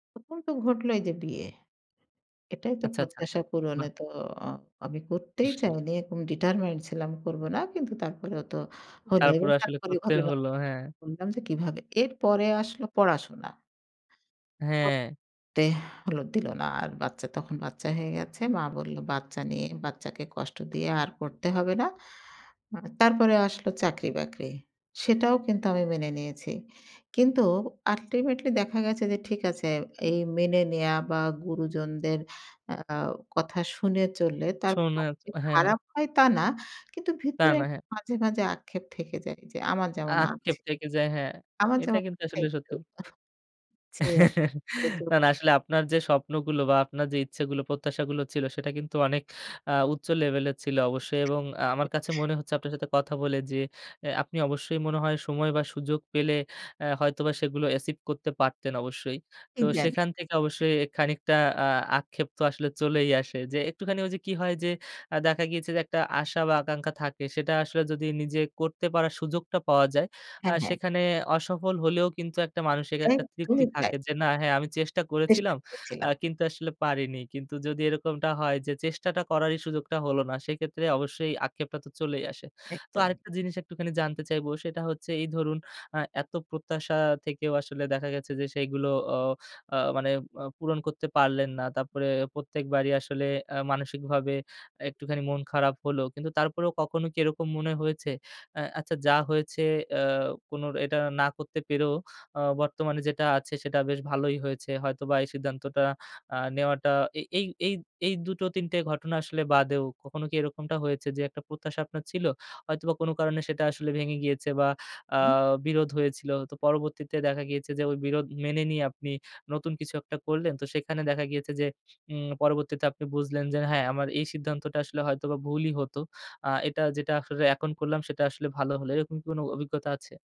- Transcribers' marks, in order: other noise; in English: "determined"; in English: "ultimately"; chuckle; unintelligible speech; in English: "achieve"; other background noise; "এখন" said as "একন"
- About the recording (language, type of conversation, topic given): Bengali, podcast, প্রত্যাশা নিয়ে বিরোধ হলে কীভাবে তা সমাধান করা যায়?